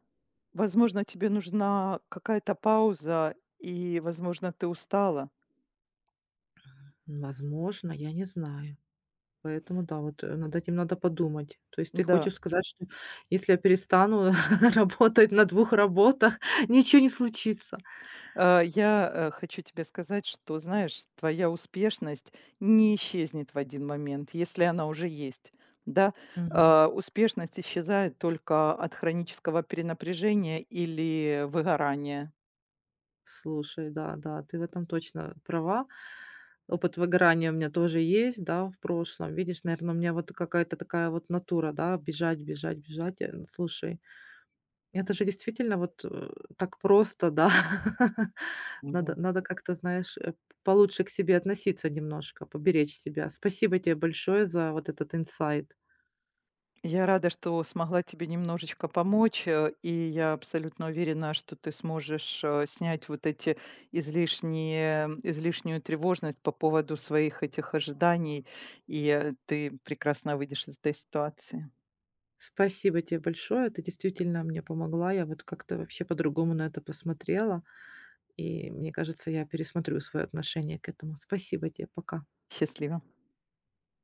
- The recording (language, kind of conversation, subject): Russian, advice, Как вы переживаете ожидание, что должны всегда быть успешным и финансово обеспеченным?
- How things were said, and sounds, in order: tapping; other background noise; laugh; laughing while speaking: "работать на двух работах"; laugh